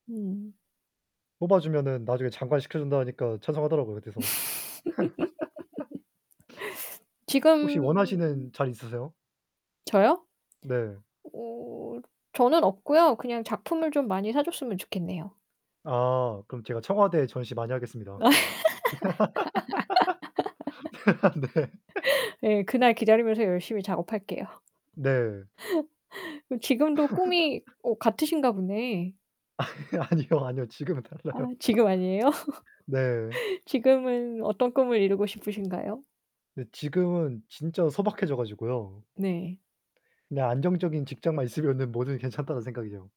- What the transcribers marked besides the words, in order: laugh; other background noise; laugh; laugh; laughing while speaking: "네"; laugh; laugh; laughing while speaking: "아니요, 아니요, 아니요. 지금은 달라요"; laughing while speaking: "아니에요?"; tapping
- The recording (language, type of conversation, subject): Korean, unstructured, 미래에 어떤 꿈을 이루고 싶으신가요?